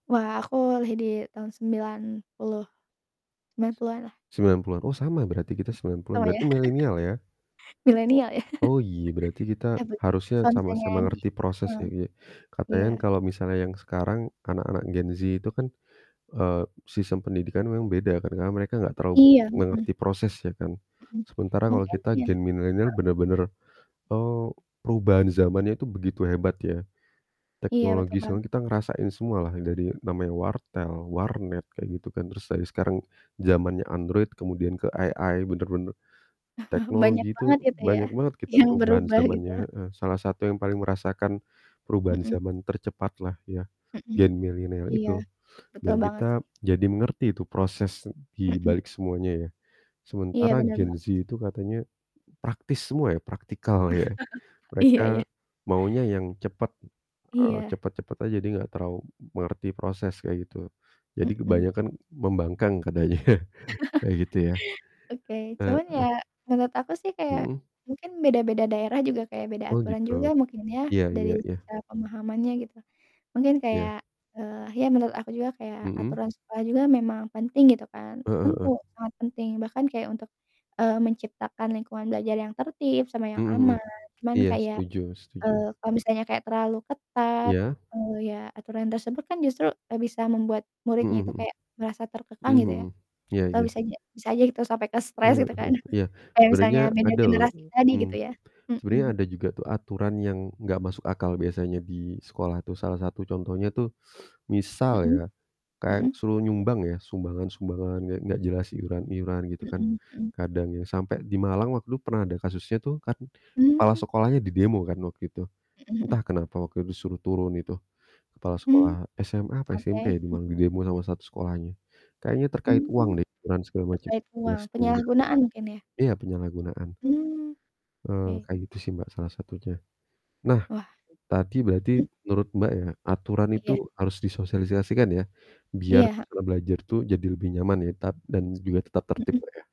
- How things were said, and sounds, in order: static; distorted speech; laugh; "Milenial" said as "minelenial"; chuckle; in English: "ay-ay"; "AI" said as "ay-ay"; chuckle; in English: "practical"; other background noise; chuckle; chuckle; teeth sucking; unintelligible speech
- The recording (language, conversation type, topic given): Indonesian, unstructured, Bagaimana perasaan kamu tentang aturan sekolah yang terlalu ketat?